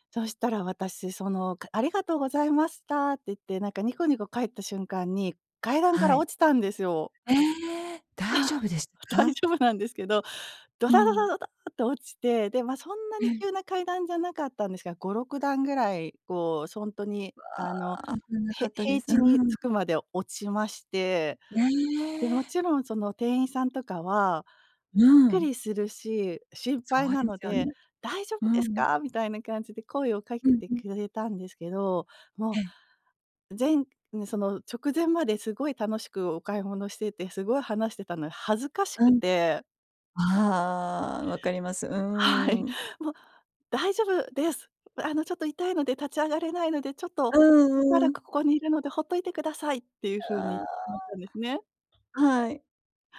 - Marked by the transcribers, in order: laugh; laughing while speaking: "大丈夫なんですけど"; "ほんと" said as "そんと"
- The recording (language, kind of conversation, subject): Japanese, advice, 人前で失敗したあと、どうやって立ち直ればいいですか？